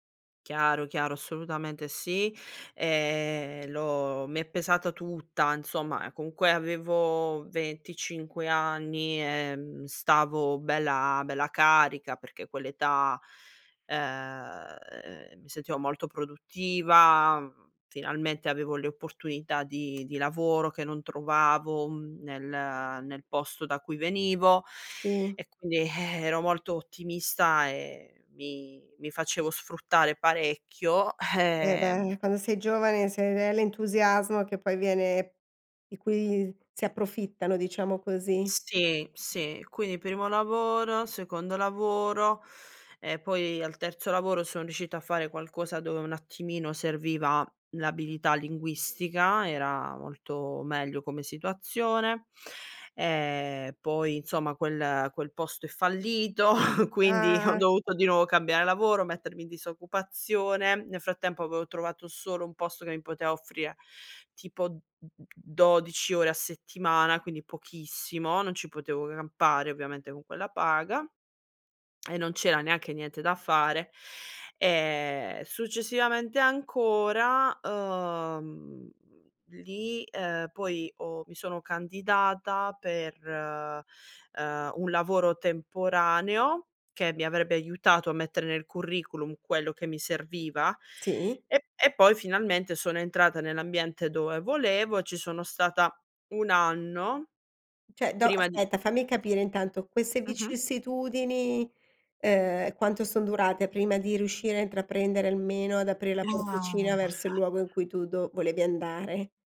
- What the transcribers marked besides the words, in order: tapping; sigh; other background noise; laughing while speaking: "fallito"; laughing while speaking: "ho"; "Cioè" said as "ceh"
- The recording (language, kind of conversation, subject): Italian, podcast, Quali segnali indicano che è ora di cambiare lavoro?